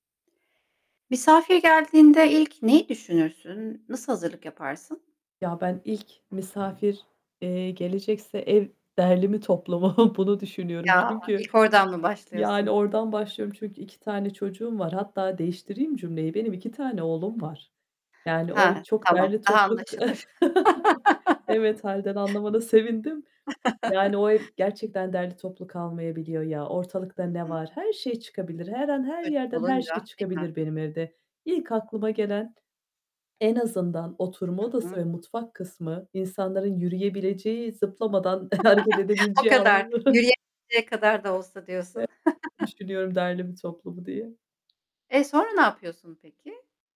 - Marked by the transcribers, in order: tapping; chuckle; distorted speech; chuckle; other background noise; laugh; other noise; chuckle; laughing while speaking: "hareket edebileceği alanları"; laugh; unintelligible speech; chuckle
- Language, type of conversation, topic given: Turkish, podcast, Misafir geldiğinde ilk aklına ne gelir ve ne yaparsın?